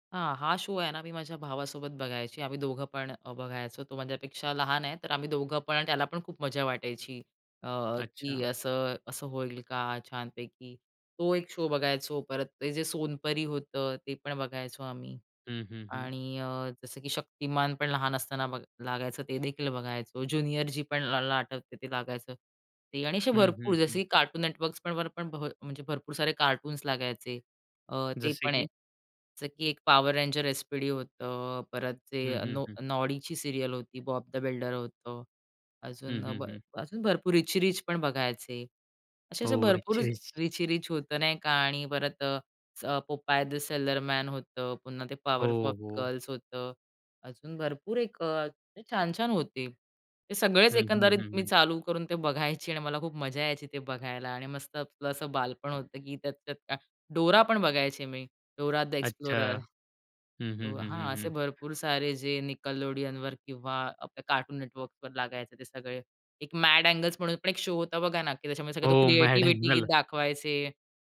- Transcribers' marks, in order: in English: "शो"; tapping; in English: "शो"; "मला" said as "लला"; laughing while speaking: "रिची रिच"; in English: "शो"; other background noise; laughing while speaking: "मॅड अँगल"
- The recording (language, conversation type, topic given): Marathi, podcast, बालपणी तुम्हाला कोणता दूरदर्शन कार्यक्रम सर्वात जास्त आवडायचा?